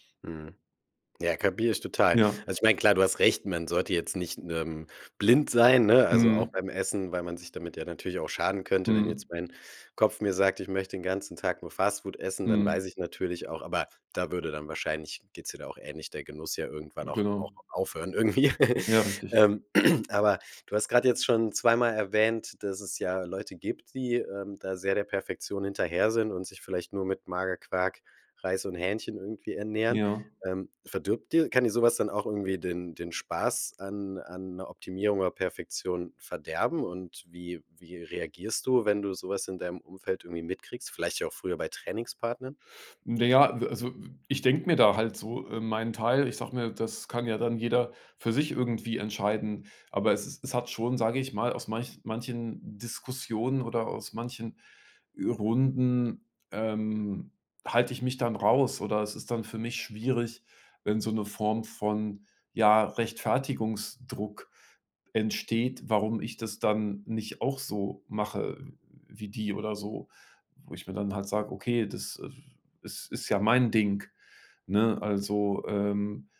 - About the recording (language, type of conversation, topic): German, podcast, Wie findest du die Balance zwischen Perfektion und Spaß?
- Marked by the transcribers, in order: chuckle; throat clearing; other noise